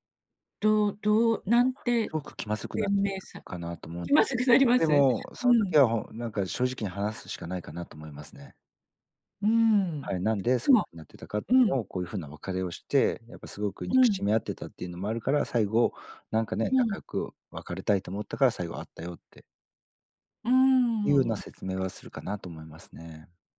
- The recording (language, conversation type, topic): Japanese, advice, 元恋人との関係を続けるべきか、終わらせるべきか迷ったときはどうすればいいですか？
- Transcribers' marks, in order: laughing while speaking: "気まずくなります？"